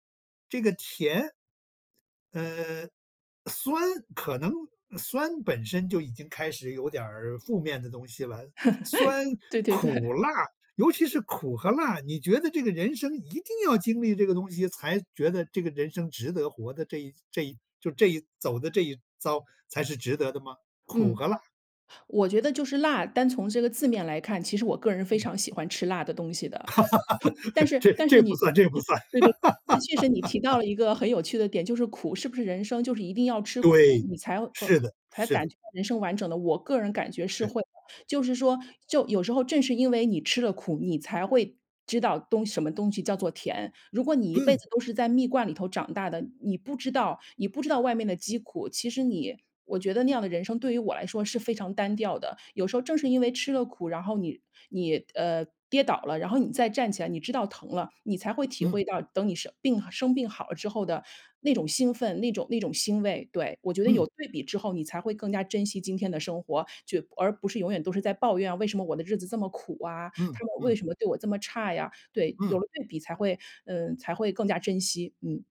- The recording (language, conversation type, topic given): Chinese, podcast, 能跟我说说你从四季中学到了哪些东西吗？
- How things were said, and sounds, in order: laugh; laughing while speaking: "对 对 对"; laugh; laughing while speaking: "这 这不算 这不算"; laugh; other background noise